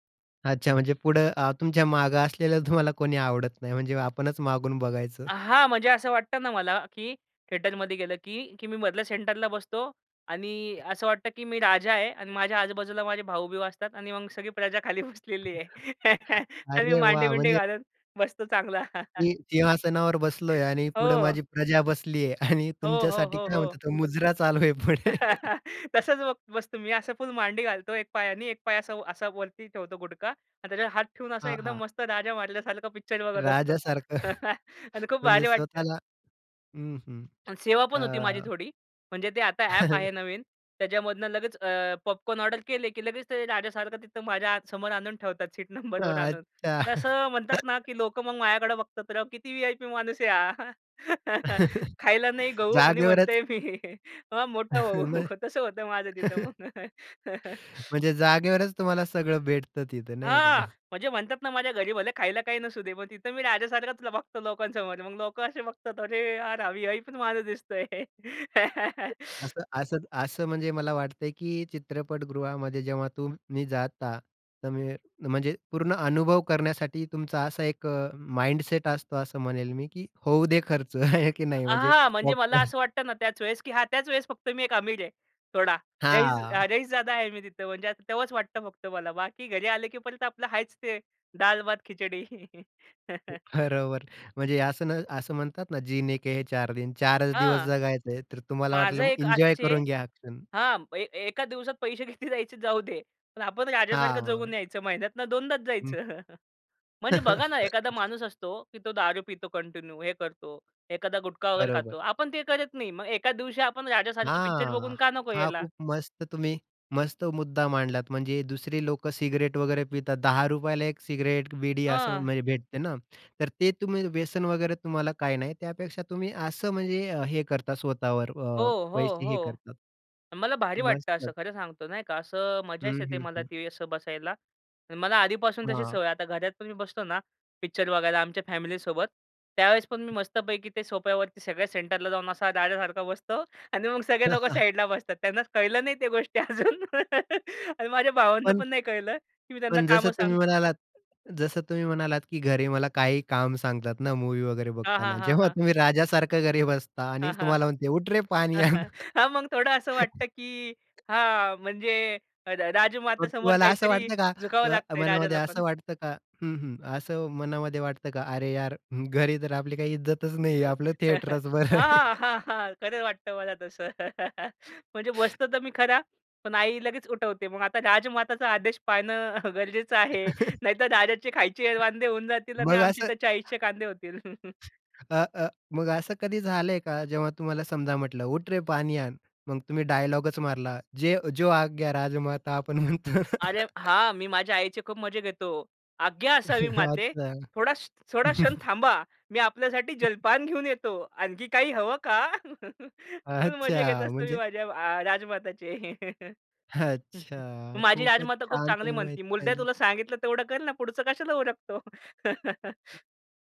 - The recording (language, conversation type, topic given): Marathi, podcast, चित्रपट पाहताना तुमच्यासाठी सर्वात महत्त्वाचं काय असतं?
- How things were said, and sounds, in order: laughing while speaking: "तुम्हाला"; in English: "थिएटरमध्ये"; in English: "सेंटरला"; other background noise; chuckle; laughing while speaking: "खाली बसलेली आहे आणि मी मांडीबिंडी घालत बसतो चांगला"; chuckle; laughing while speaking: "आणि"; laughing while speaking: "मुजरा चालू आहे पुढे"; chuckle; laughing while speaking: "आणि खूप भारी वाटतं"; chuckle; chuckle; laughing while speaking: "अच्छा"; chuckle; laughing while speaking: "जागेवरच"; chuckle; laughing while speaking: "म्ह"; chuckle; laughing while speaking: "मी,हा मोठा भाऊ तसं होतं माझं तिथं मग"; chuckle; chuckle; laughing while speaking: "दिसतो आहे"; chuckle; in English: "माइंडसेट"; laughing while speaking: "होऊ दे खर्च, आहे की नाही, म्हणजे पॉपकॉर्न"; in English: "पॉपकॉर्न"; in Hindi: "रईस"; in Hindi: "रईसजादा"; chuckle; in Hindi: "जीने के हैं चार दिन"; laughing while speaking: "किती"; chuckle; chuckle; in English: "कंटिन्यू"; drawn out: "हां"; in English: "सेंटरला"; chuckle; laughing while speaking: "अजून आणि माझ्या भावांना पण नाही कळलं की मी त्यांना कामं सांगतो"; chuckle; laughing while speaking: "उठ रे पाणी आण"; laughing while speaking: "हां, हां, हां, हां. खरं वाटतं मला तसं"; in English: "थिएटरच"; laughing while speaking: "बरं आहे"; chuckle; chuckle; laugh; chuckle; in English: "डायलॉगच"; laughing while speaking: "आपण म्हणतो"; chuckle; chuckle; laughing while speaking: "आणखी काही हवं का? खूप मजा घेत असतो मी माझ्या आ राजमाताची"; chuckle; chuckle